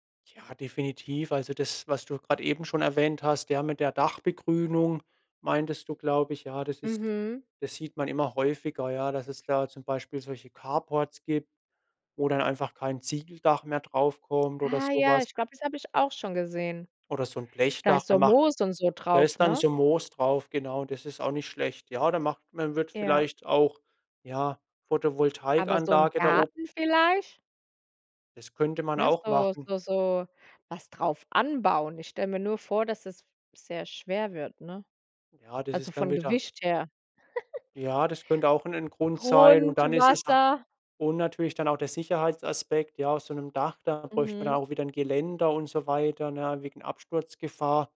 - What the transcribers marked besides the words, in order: chuckle; drawn out: "Grundwasser"
- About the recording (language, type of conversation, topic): German, podcast, Wie kann eine Stadt mehr Naturflächen zurückgewinnen?